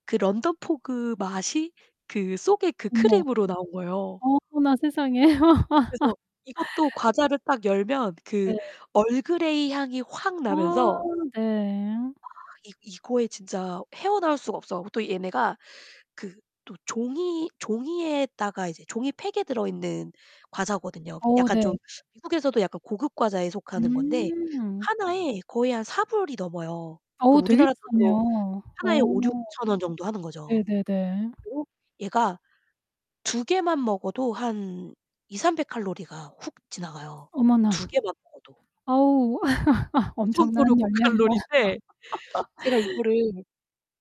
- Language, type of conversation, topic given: Korean, podcast, 스트레스를 풀 때 보통 어떻게 하세요?
- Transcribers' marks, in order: laugh; distorted speech; other background noise; tapping; laugh; laughing while speaking: "그 정도로 고칼로리인데"; laughing while speaking: "열량이다"; laugh